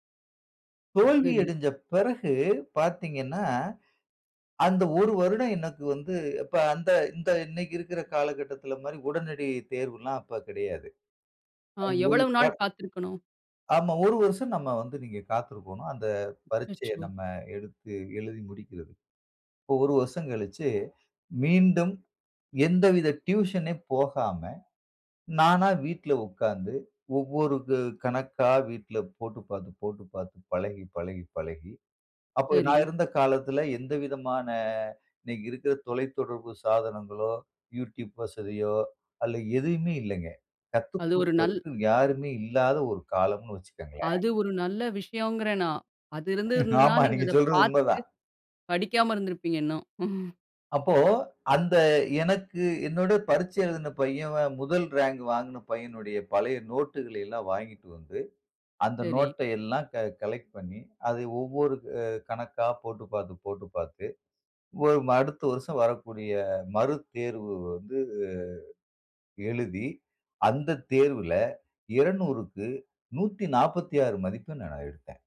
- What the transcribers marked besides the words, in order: unintelligible speech; other noise; laugh; in English: "கலெக்ட்"
- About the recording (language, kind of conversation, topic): Tamil, podcast, தோல்வி வந்தபோது நீங்கள் எப்படி தொடர்கிறீர்கள்?